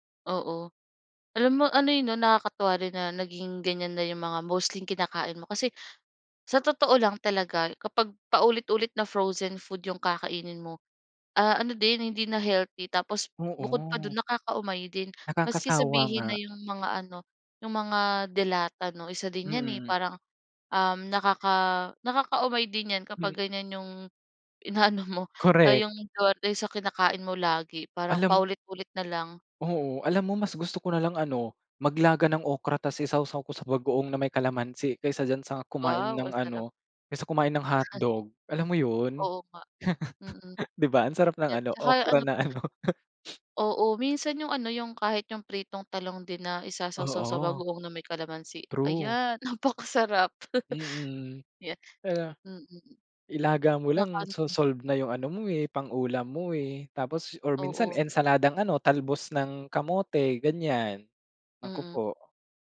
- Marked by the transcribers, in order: unintelligible speech; laugh; laugh; laugh; in English: "so solve"; laugh
- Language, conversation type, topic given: Filipino, podcast, Paano nakaapekto ang pagkain sa pagkakakilanlan mo?